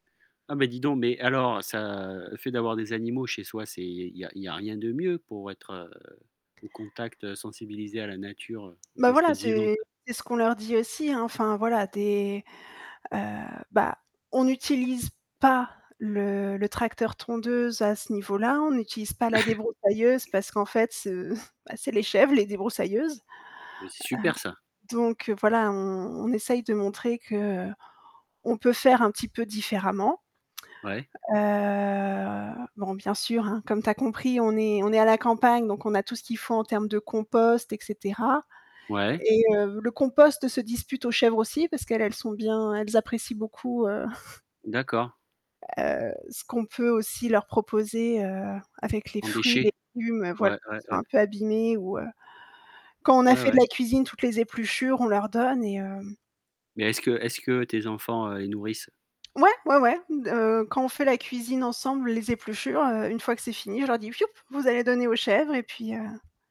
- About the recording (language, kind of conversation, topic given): French, podcast, Comment peut-on sensibiliser les jeunes à la nature ?
- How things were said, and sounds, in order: static; distorted speech; stressed: "pas"; chuckle; tapping; drawn out: "Heu"; chuckle; other noise